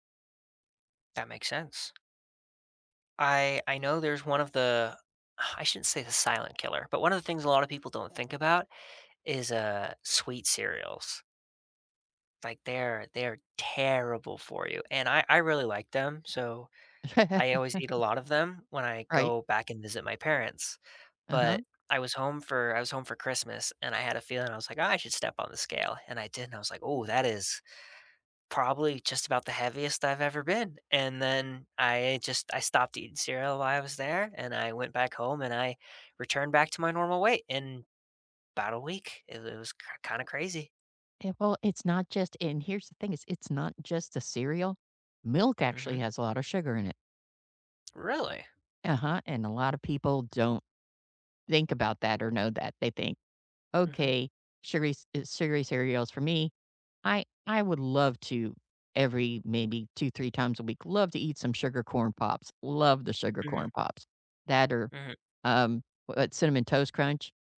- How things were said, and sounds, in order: tapping; sigh; laugh
- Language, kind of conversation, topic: English, unstructured, How can you persuade someone to cut back on sugar?